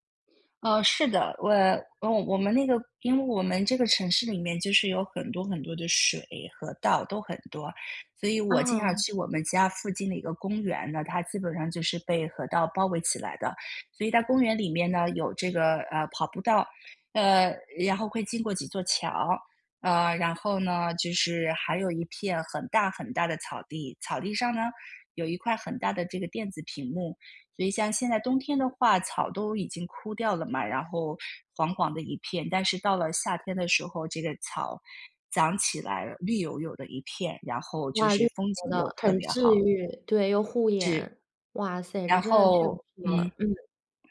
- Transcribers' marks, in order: unintelligible speech
- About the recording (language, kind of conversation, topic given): Chinese, podcast, 城市里怎么找回接触大自然的机会？